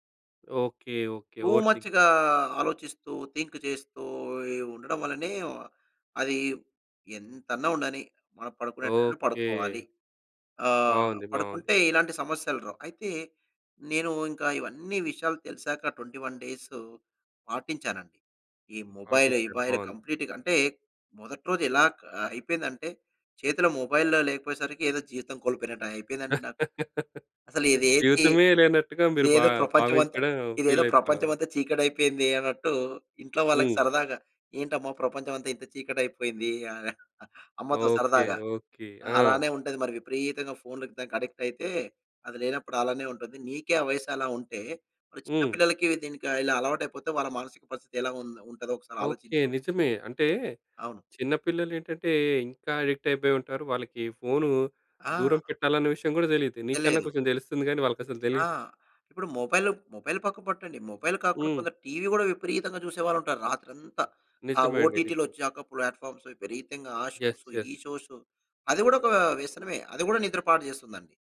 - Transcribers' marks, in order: in English: "ఓవర్ థింక్"; in English: "టూ మచ్‌గా"; in English: "థింక్"; in English: "మొబైల్"; in English: "కంప్లీట్‌గ"; in English: "మొబైల్లో"; laugh; in English: "ఫీల్"; chuckle; in English: "అడిక్ట్"; in English: "అడిక్ట్"; in English: "మొబైల్‌లో మొబైల్"; in English: "మొబైల్"; in English: "ఓటిటిలు"; in English: "ప్లాట్‌ఫార్మ్స్"; in English: "ఎస్. ఎస్"; in English: "షోస్"; in English: "షోస్"
- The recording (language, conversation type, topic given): Telugu, podcast, బాగా నిద్రపోవడానికి మీరు రాత్రిపూట పాటించే సరళమైన దైనందిన క్రమం ఏంటి?